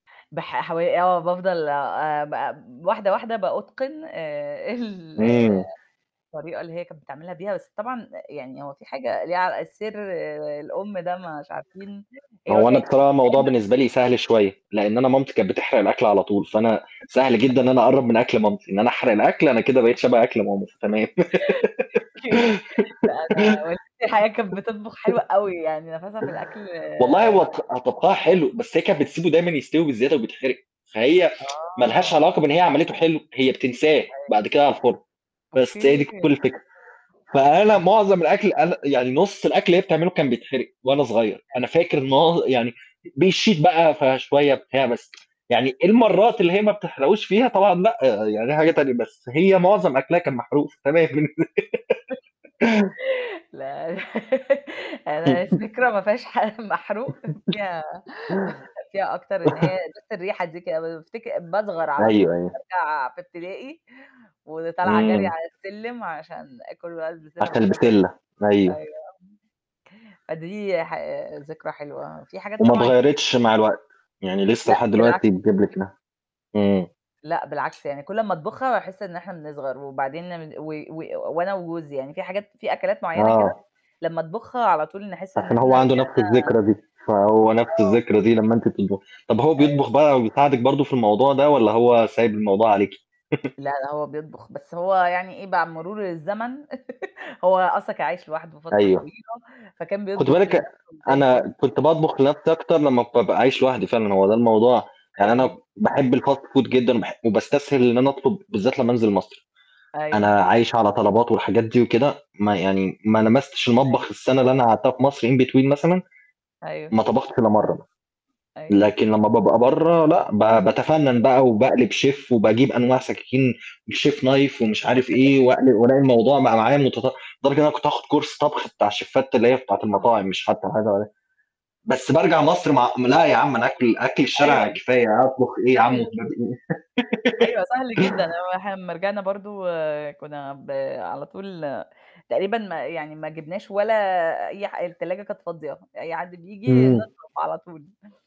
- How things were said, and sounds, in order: static; other background noise; distorted speech; unintelligible speech; chuckle; laughing while speaking: "أوكي"; giggle; tsk; unintelligible speech; unintelligible speech; tsk; unintelligible speech; laugh; laughing while speaking: "أنا أنا الذكرى ما فيهاش حاجة محروق فيها"; laugh; background speech; laugh; tapping; laugh; laugh; in English: "الfast food"; in English: "in between"; unintelligible speech; in English: "شيف"; in English: "الchef knife"; laugh; in English: "course"; in English: "الشيفات"; laugh
- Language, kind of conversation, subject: Arabic, unstructured, إيه أحلى ذكرى عندك مرتبطة بأكلة معيّنة؟